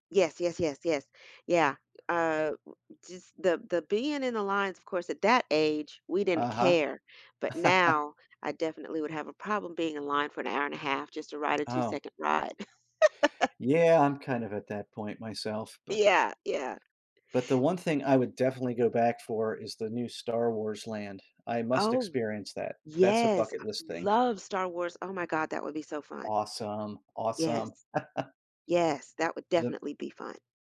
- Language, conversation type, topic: English, unstructured, How would you spend a week with unlimited parks and museums access?
- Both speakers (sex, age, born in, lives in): female, 50-54, United States, United States; male, 55-59, United States, United States
- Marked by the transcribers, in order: laugh; tapping; laugh; stressed: "love"; laugh